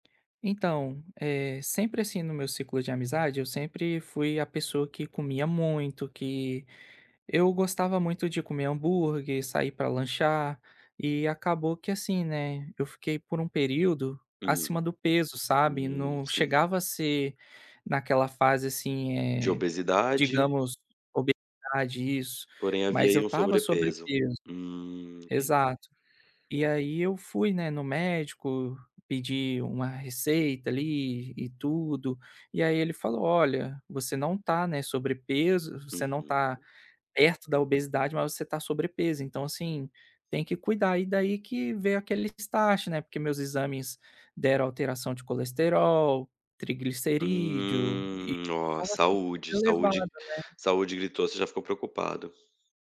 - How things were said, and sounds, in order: tapping
- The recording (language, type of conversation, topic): Portuguese, advice, Como posso mudar a alimentação por motivos de saúde e lidar com os comentários dos outros?
- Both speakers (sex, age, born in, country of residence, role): male, 25-29, Brazil, Spain, user; male, 30-34, Brazil, Portugal, advisor